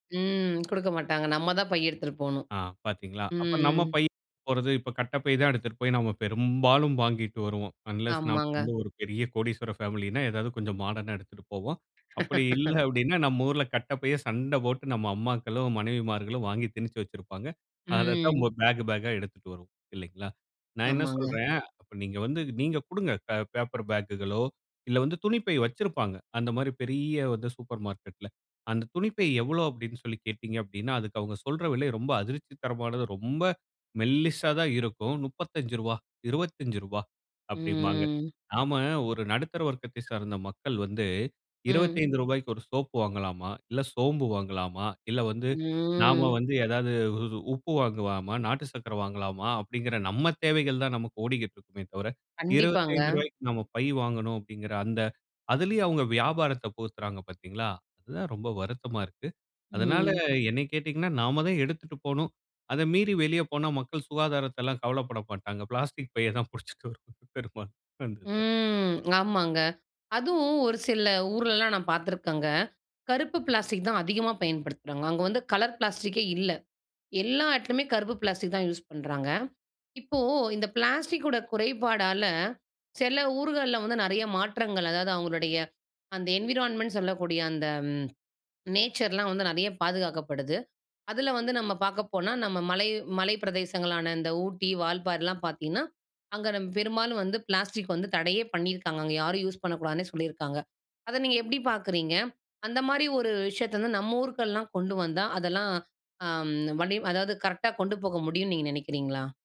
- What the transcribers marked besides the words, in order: drawn out: "ம்"; drawn out: "ம்"; in English: "அன்லெஸ்"; laugh; drawn out: "ம்"; drawn out: "ம்"; laughing while speaking: "பிளாஸ்டிக் பைய தான் பிடிச்சி வரும் பெருமா"; "பெரும்பாலும்" said as "பெருமா"; drawn out: "ம்"; in English: "என்விரான்மென்ட்"; in English: "நேச்சர்லாம்"
- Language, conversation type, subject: Tamil, podcast, பிளாஸ்டிக் பயன்பாட்டை தினசரி எப்படி குறைக்கலாம்?